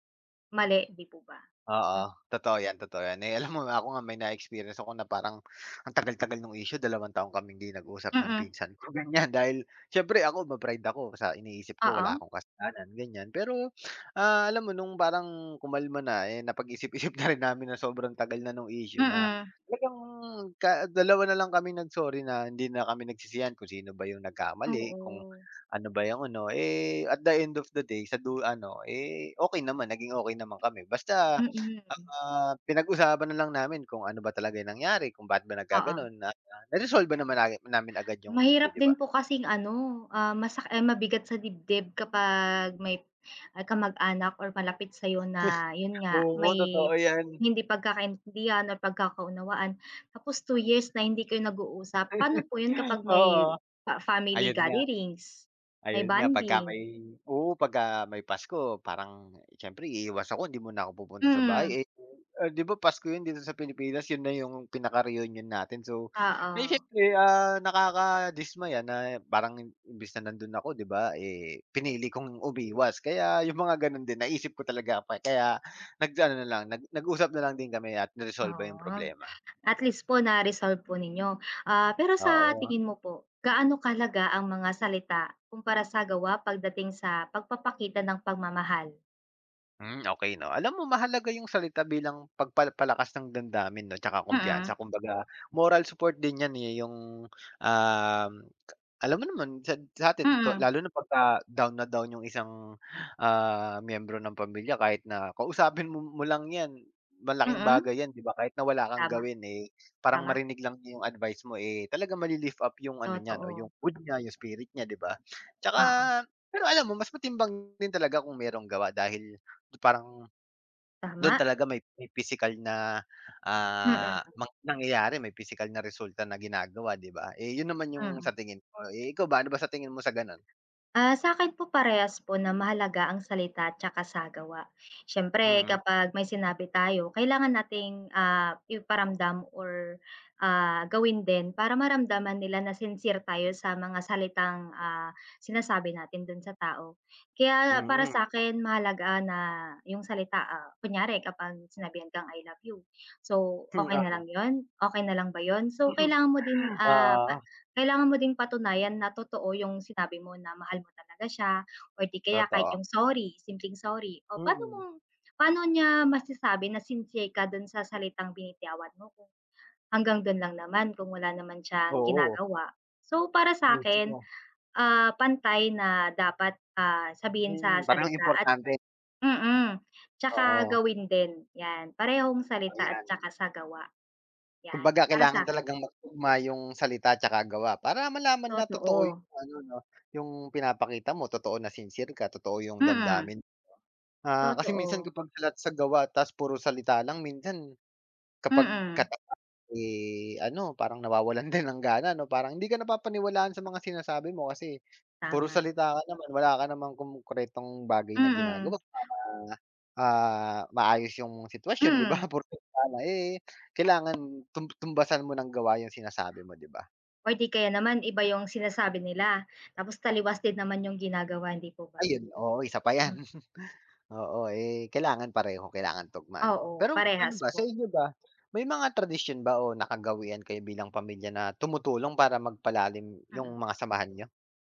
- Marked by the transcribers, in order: laughing while speaking: "alam mo ba"; tapping; laughing while speaking: "ganyan"; other background noise; laughing while speaking: "napag-isip-isip na"; dog barking; scoff; chuckle; unintelligible speech; unintelligible speech; background speech; laughing while speaking: "Hmm"; laughing while speaking: "nawawalan din ng"; laughing while speaking: "'di ba"; chuckle
- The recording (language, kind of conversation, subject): Filipino, unstructured, Paano mo ipinapakita ang pagmamahal sa iyong pamilya araw-araw?